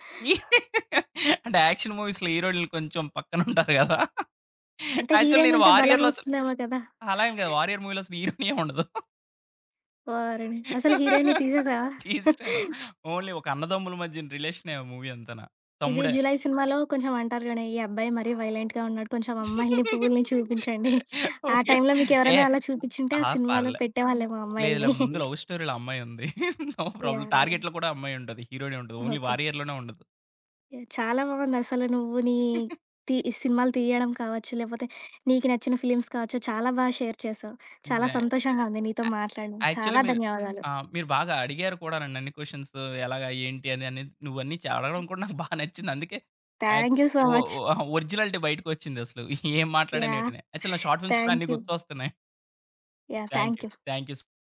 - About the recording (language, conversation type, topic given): Telugu, podcast, ఫిల్మ్ లేదా టీవీలో మీ సమూహాన్ని ఎలా చూపిస్తారో అది మిమ్మల్ని ఎలా ప్రభావితం చేస్తుంది?
- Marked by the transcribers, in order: laugh; in English: "యాక్షన్ మూవీస్‌లో"; laughing while speaking: "పక్కన ఉంటారు గదా"; in English: "యాక్చువల్"; in English: "హీరోయిన్"; in English: "మూవీలో"; laughing while speaking: "హీరోయినేమి ఉండదు"; laughing while speaking: "తీసెసాను"; in English: "హీరోయిన్‌ని"; in English: "ఓన్లీ"; chuckle; tapping; in English: "మూవీ"; in English: "వయోలెంట్‌గా"; laughing while speaking: "ఓకే"; other background noise; chuckle; in English: "లవ్ స్టోరీలో"; laugh; in English: "నో ప్రాబ్లమ్. టార్గెట్‌లో"; chuckle; in English: "ఓన్లీ"; giggle; in English: "ఫిల్మ్స్"; in English: "షేర్"; in English: "యా యాక్చువల్లీ"; in English: "క్వశ్చన్స్"; chuckle; in English: "థాంక్యూ సో మచ్"; in English: "ఒ ఒ ఒరిజినాలిటీ"; chuckle; in English: "యాక్చువల్"; in English: "షార్ట్ ఫిల్మ్స్"